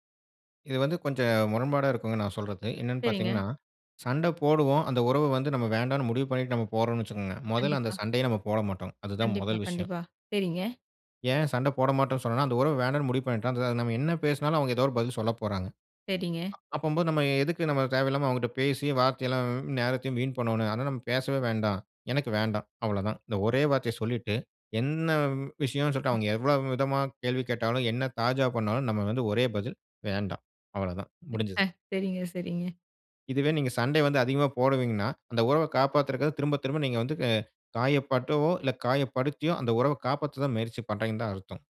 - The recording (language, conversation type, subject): Tamil, podcast, சண்டை முடிந்த பிறகு உரையாடலை எப்படி தொடங்குவது?
- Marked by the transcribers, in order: other background noise; unintelligible speech; other noise; unintelligible speech